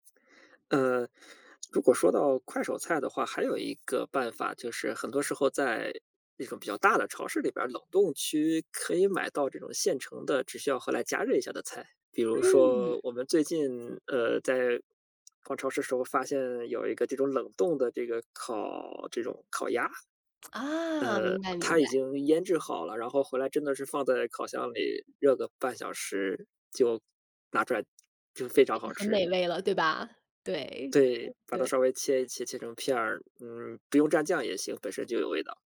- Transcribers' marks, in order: none
- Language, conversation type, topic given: Chinese, podcast, 你能分享一道简单快手菜的做法吗？